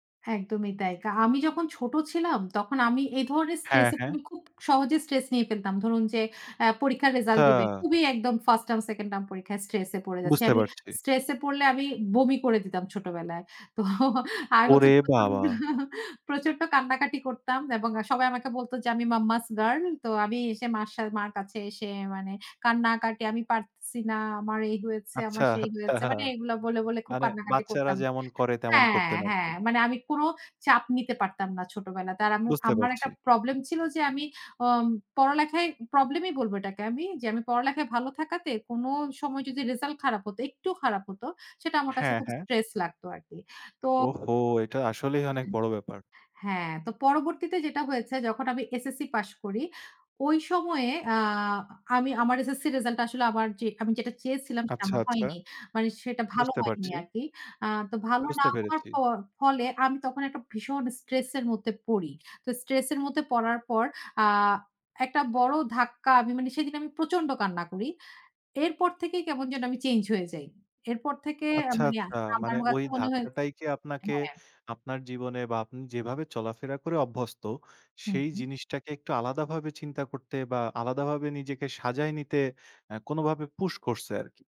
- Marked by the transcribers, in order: other background noise; laughing while speaking: "তো"; laughing while speaking: "প্রচন্ড"; chuckle; laughing while speaking: "আচ্ছা, আচ্ছা"
- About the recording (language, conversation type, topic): Bengali, podcast, স্ট্রেস হলে আপনি প্রথমে কী করেন?